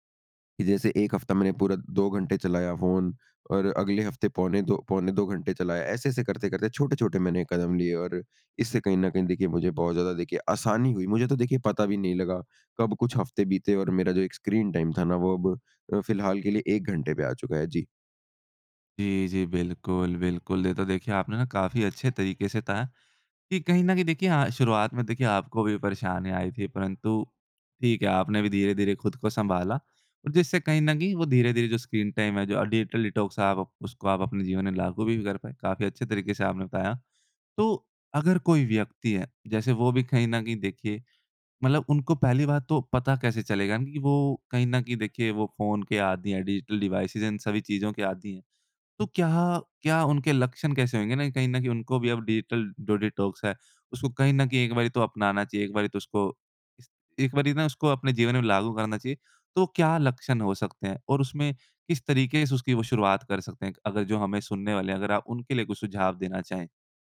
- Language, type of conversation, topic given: Hindi, podcast, डिजिटल डिटॉक्स करने का आपका तरीका क्या है?
- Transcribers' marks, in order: in English: "टाइम"; in English: "स्क्रीन टाइम"; in English: "डिजिटल डिटॉक्स"; in English: "डिजिटल डिवाइस"; in English: "डिजिटल डो डिटॉक्स"